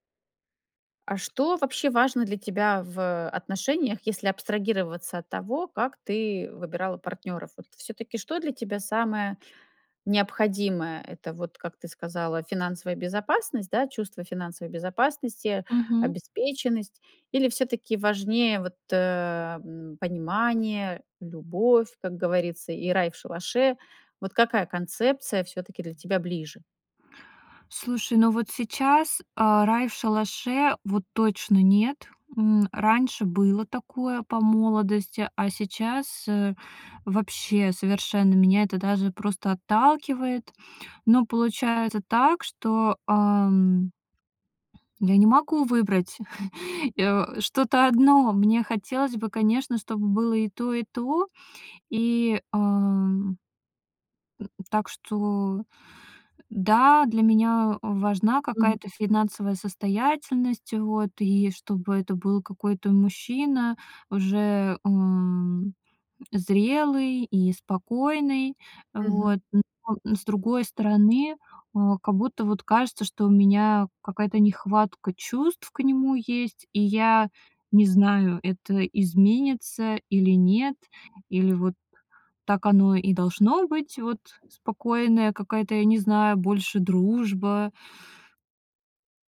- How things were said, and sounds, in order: chuckle; tapping
- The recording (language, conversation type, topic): Russian, advice, Как мне решить, стоит ли расстаться или взять перерыв в отношениях?